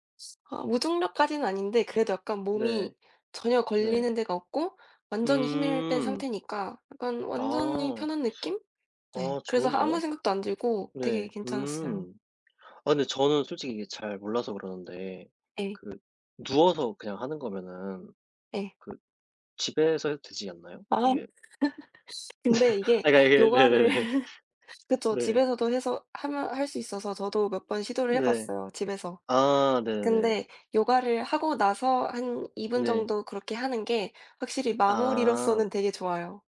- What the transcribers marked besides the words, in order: other background noise; tapping; giggle; laughing while speaking: "요가를"; laugh; laughing while speaking: "네네네"
- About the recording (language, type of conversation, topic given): Korean, unstructured, 운동을 하면서 가장 행복했던 기억이 있나요?